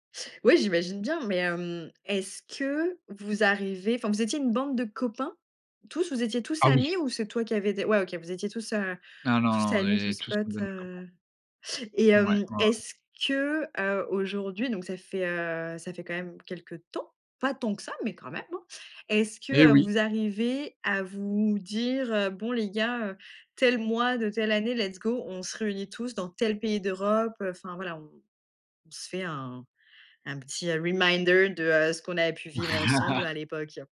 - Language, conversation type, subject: French, podcast, Comment bâtis-tu des amitiés en ligne par rapport à la vraie vie, selon toi ?
- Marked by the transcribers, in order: stressed: "temps"; in English: "let's go"; put-on voice: "reminder"; chuckle